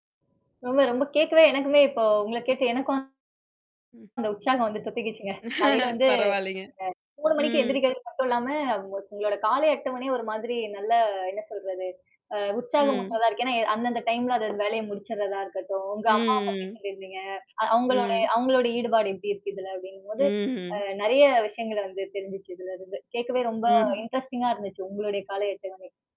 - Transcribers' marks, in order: static; distorted speech; laughing while speaking: "பரவால்லங்க"; other background noise; tapping
- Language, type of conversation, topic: Tamil, podcast, உங்கள் வீட்டின் காலை அட்டவணை எப்படி இருக்கும் என்று சொல்ல முடியுமா?